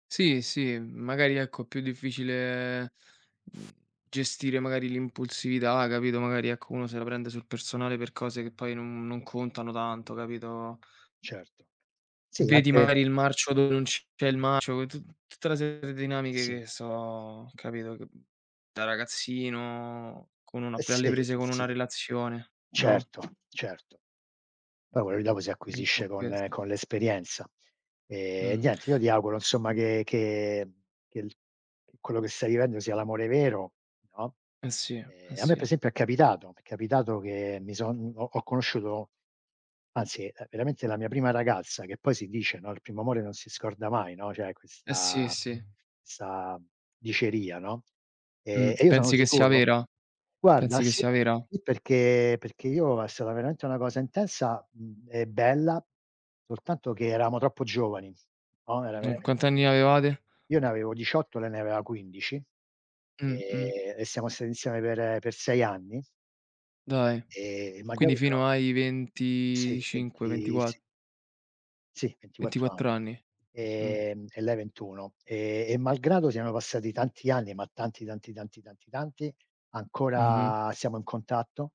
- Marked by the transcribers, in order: other background noise; tapping; "per" said as "pe"; "eravamo" said as "eramo"
- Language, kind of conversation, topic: Italian, unstructured, Come definiresti l’amore vero?